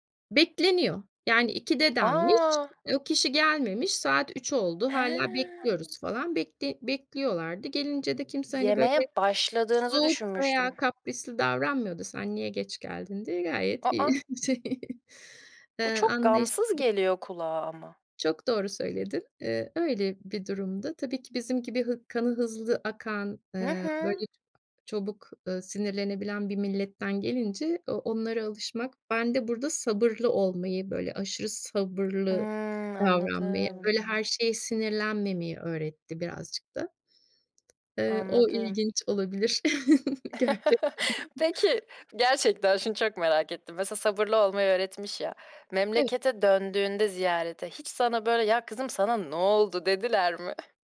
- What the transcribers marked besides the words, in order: background speech; other background noise; unintelligible speech; chuckle; chuckle; laughing while speaking: "gerçekten"
- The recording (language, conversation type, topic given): Turkish, podcast, İki kültür arasında kaldığında dengeyi nasıl buluyorsun?